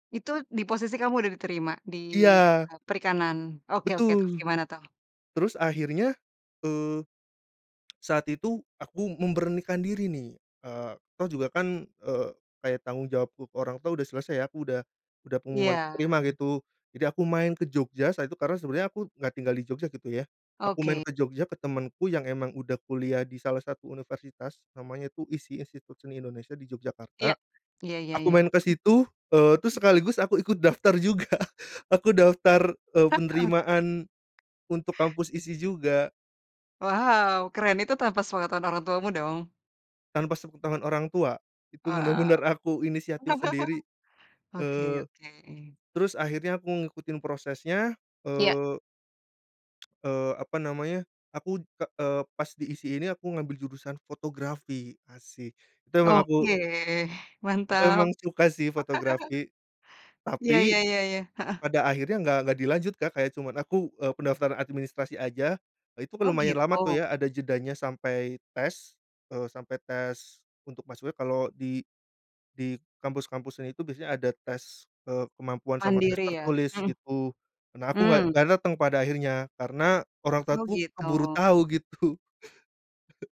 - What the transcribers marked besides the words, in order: tapping; laughing while speaking: "juga"; chuckle; other background noise; laugh; laugh; chuckle
- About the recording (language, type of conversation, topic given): Indonesian, podcast, Bagaimana kamu menghadapi ekspektasi keluarga tanpa kehilangan jati diri?